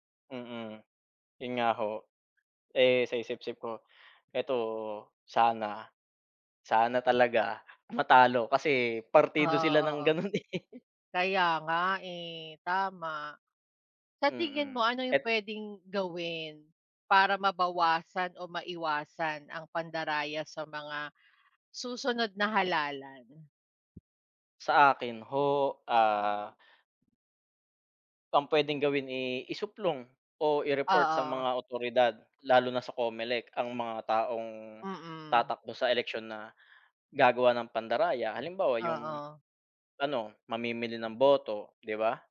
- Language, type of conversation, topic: Filipino, unstructured, Ano ang nararamdaman mo kapag may mga isyu ng pandaraya sa eleksiyon?
- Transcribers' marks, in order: tapping; chuckle; other background noise